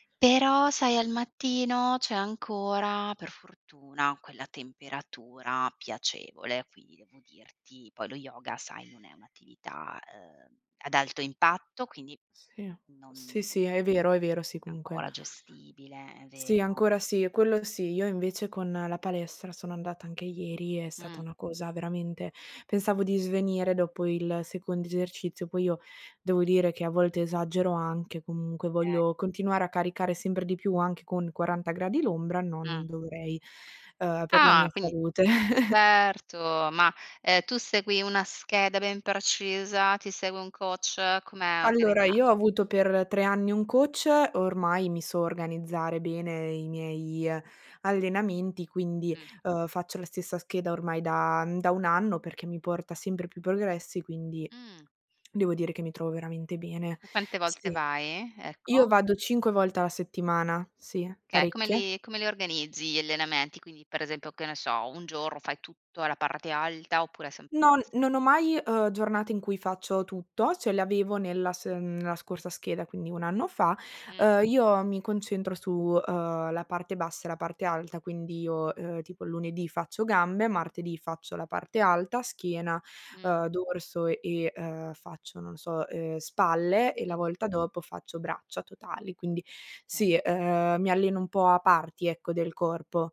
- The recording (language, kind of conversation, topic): Italian, unstructured, Come posso restare motivato a fare esercizio ogni giorno?
- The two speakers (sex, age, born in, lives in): female, 20-24, Italy, Italy; female, 35-39, Italy, Italy
- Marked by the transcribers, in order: other background noise; "quindi" said as "quini"; chuckle; in English: "coach?"; in English: "coach"; tapping; "cioè" said as "ceh"